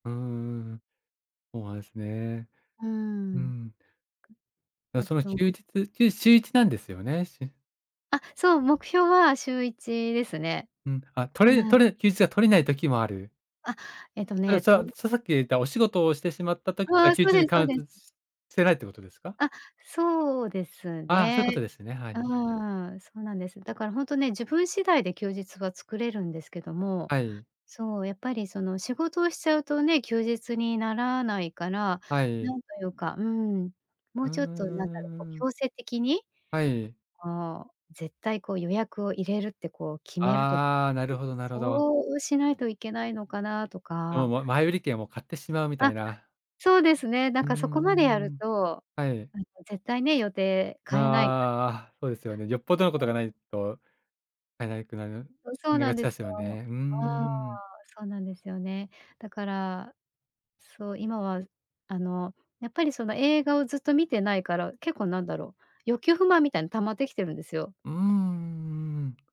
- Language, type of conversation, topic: Japanese, advice, 休日にやりたいことが多すぎて何を優先するか迷う
- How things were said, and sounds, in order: other background noise; tapping; unintelligible speech; unintelligible speech